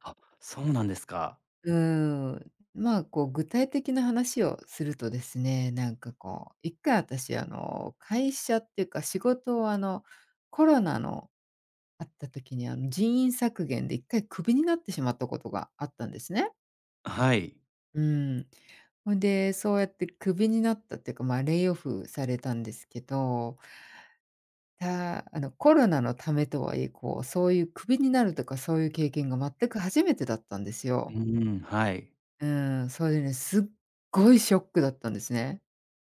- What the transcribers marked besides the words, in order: in English: "レイオフ"; other background noise; stressed: "すっごい"
- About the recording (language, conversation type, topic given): Japanese, podcast, 良いメンターの条件って何だと思う？